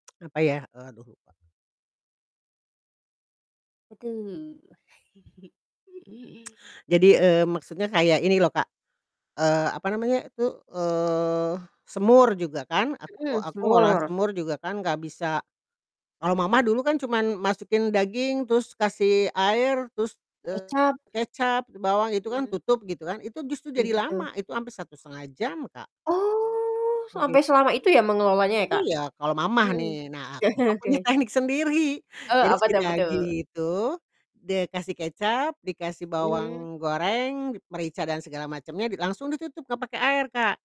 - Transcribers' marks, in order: tsk; distorted speech; chuckle; tsk; other background noise; drawn out: "Oh"; chuckle
- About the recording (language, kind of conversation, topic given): Indonesian, podcast, Resep turun-temurun apa yang masih kamu pakai sampai sekarang?